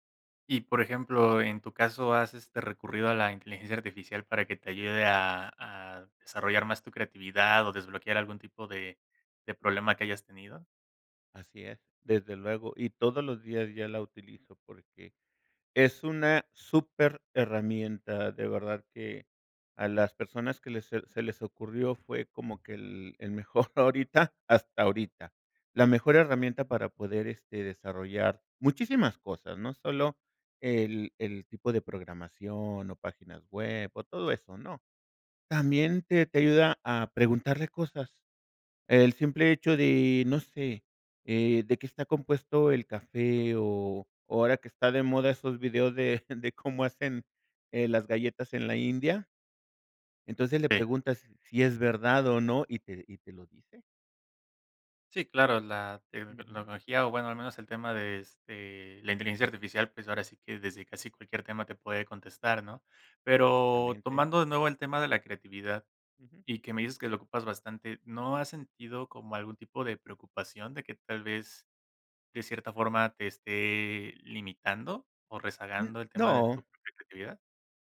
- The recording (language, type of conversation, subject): Spanish, podcast, ¿Cómo ha cambiado tu creatividad con el tiempo?
- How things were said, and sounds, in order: laughing while speaking: "mejor, ahorita"; laughing while speaking: "de"